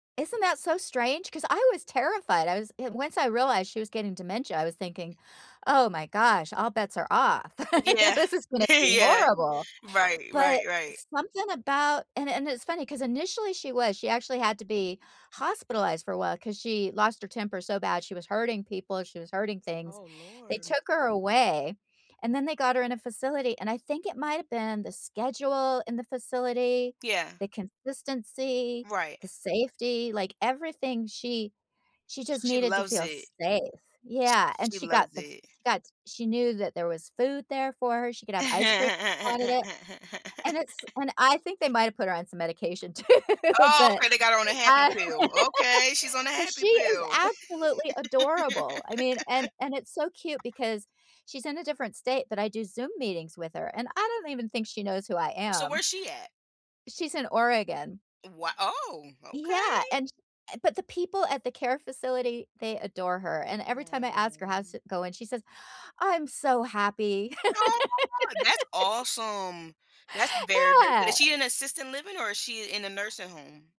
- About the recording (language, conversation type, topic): English, unstructured, How do you handle disagreements with family without causing a fight?
- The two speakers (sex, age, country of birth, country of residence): female, 25-29, United States, United States; female, 60-64, United States, United States
- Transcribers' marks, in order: chuckle; laughing while speaking: "Yeah"; laugh; laughing while speaking: "you know"; laugh; other background noise; laughing while speaking: "too"; laughing while speaking: "uh"; laugh; laugh; drawn out: "Mm"; drawn out: "Aw"; laugh